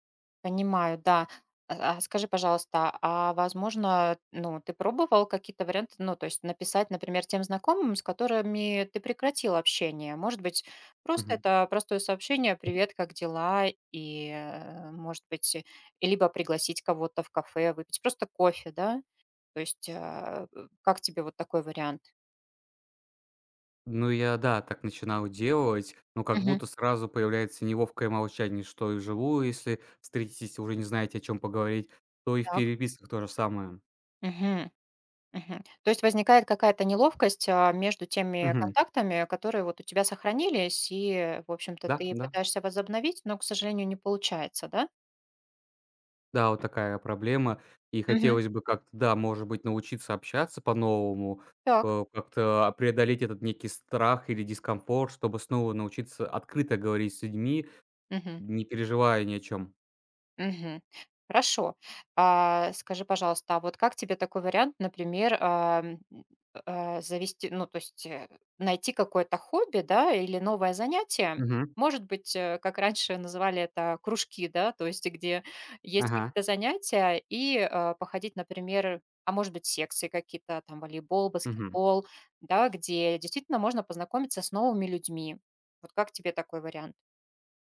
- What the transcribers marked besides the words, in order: tapping; other noise
- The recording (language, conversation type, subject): Russian, advice, Почему из‑за выгорания я изолируюсь и избегаю социальных контактов?